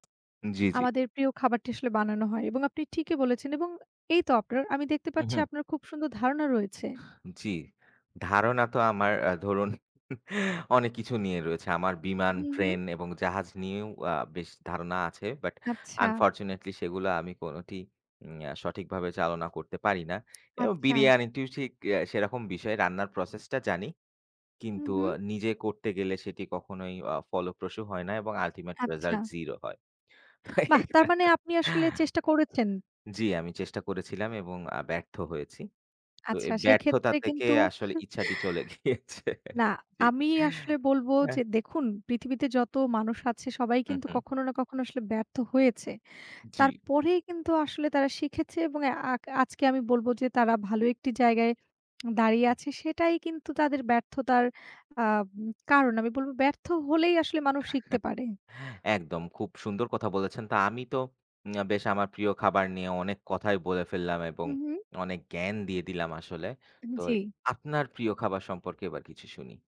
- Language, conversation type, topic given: Bengali, unstructured, আপনার প্রিয় রান্না করা খাবার কোনটি?
- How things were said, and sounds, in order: chuckle; in English: "unfortunately"; in English: "ultimate result zero"; laughing while speaking: "তো এইবা"; chuckle; laughing while speaking: "চলে গিয়েছে জি"; chuckle